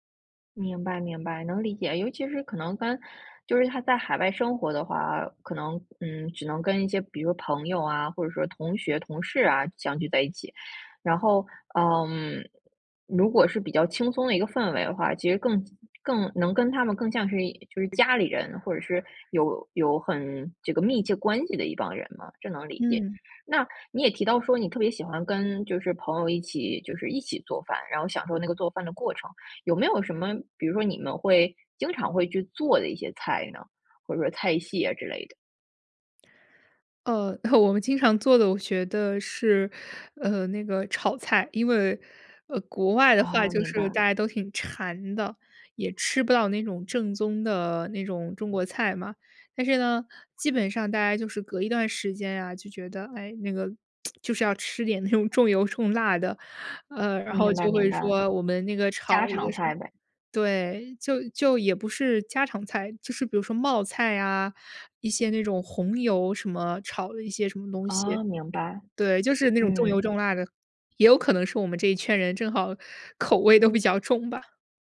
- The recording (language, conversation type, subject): Chinese, podcast, 你怎么看待大家一起做饭、一起吃饭时那种聚在一起的感觉？
- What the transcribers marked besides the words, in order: other background noise; other street noise; laughing while speaking: "我们经常做的"; tsk; laughing while speaking: "那种"; laughing while speaking: "都"